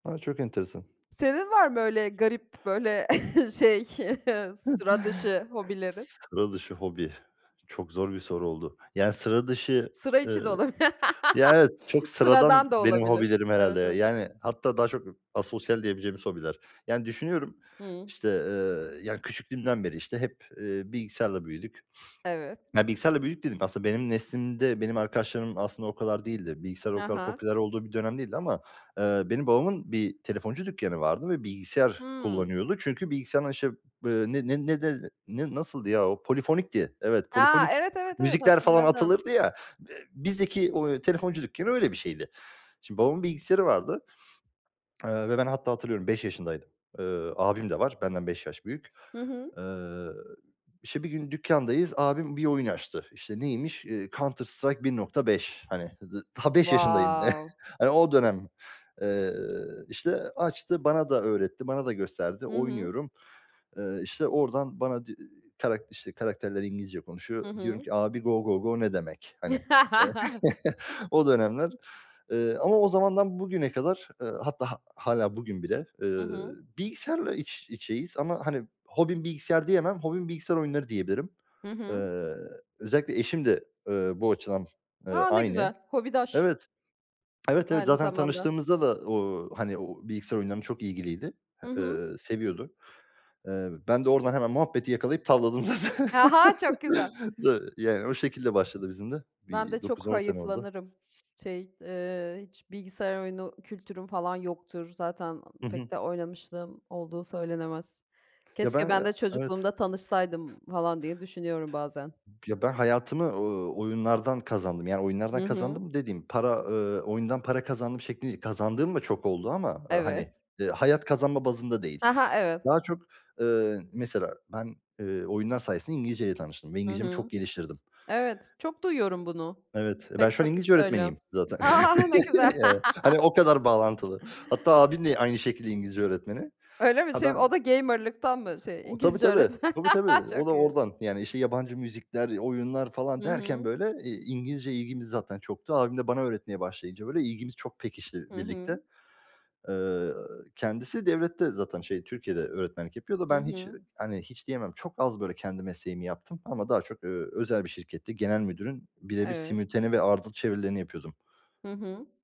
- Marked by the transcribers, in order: other background noise; chuckle; laugh; in English: "Wow!"; chuckle; laugh; chuckle; laughing while speaking: "zaten. Tabii"; chuckle; laugh; laughing while speaking: "Yani"; laughing while speaking: "A!"; laugh; in English: "gamer'lıktan"; laughing while speaking: "öğretm"; laugh; "simultane" said as "simültene"
- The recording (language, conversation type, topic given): Turkish, unstructured, Hobi olarak yapmayı en çok sevdiğin şey nedir?
- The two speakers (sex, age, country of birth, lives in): female, 40-44, Turkey, Austria; male, 25-29, Turkey, Germany